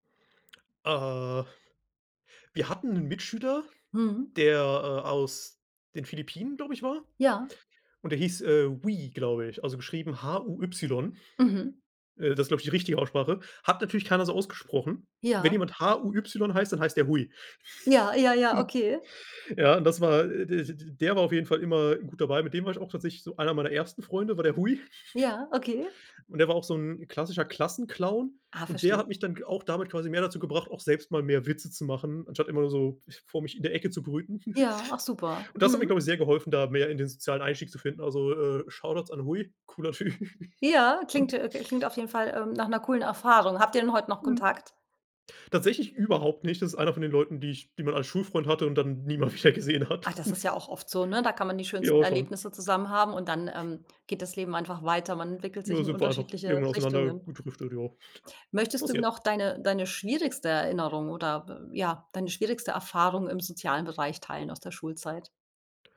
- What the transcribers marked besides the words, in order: chuckle; chuckle; giggle; in English: "Shoutouts"; laughing while speaking: "Typ"; other noise; laughing while speaking: "mehr wieder gesehen hat"; snort
- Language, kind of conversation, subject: German, podcast, Was würdest du deinem jüngeren Schul-Ich raten?